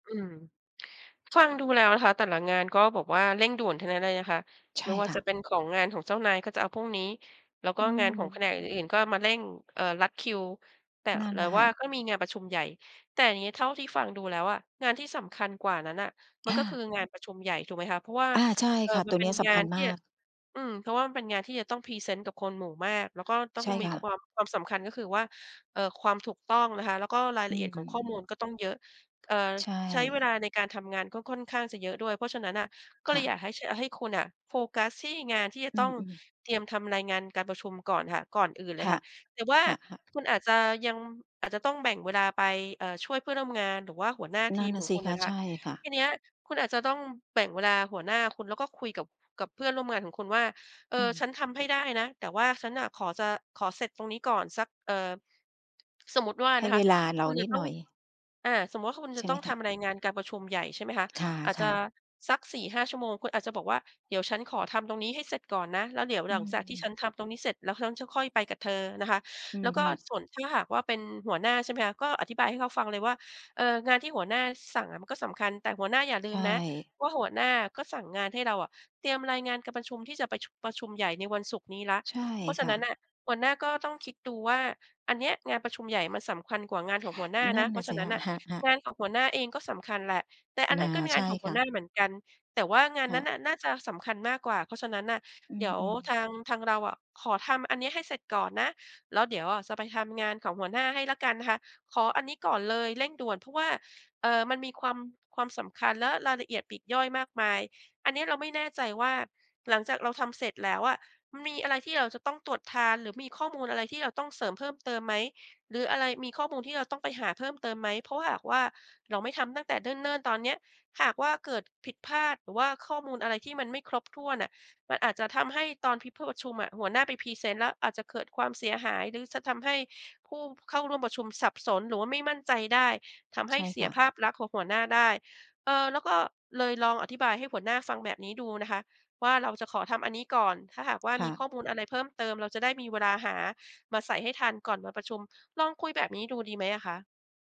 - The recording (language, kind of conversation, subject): Thai, advice, งานเยอะจนล้นมือ ไม่รู้ควรเริ่มจากตรงไหนก่อนดี?
- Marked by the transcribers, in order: tapping; other background noise